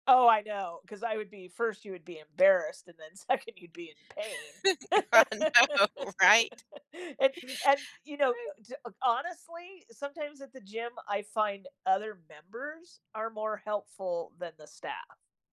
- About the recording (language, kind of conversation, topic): English, unstructured, What do you think about how gyms treat newcomers?
- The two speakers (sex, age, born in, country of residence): female, 45-49, United States, United States; female, 65-69, United States, United States
- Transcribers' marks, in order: tapping; other background noise; laughing while speaking: "I know, right?"; laughing while speaking: "second"; background speech; laugh; other noise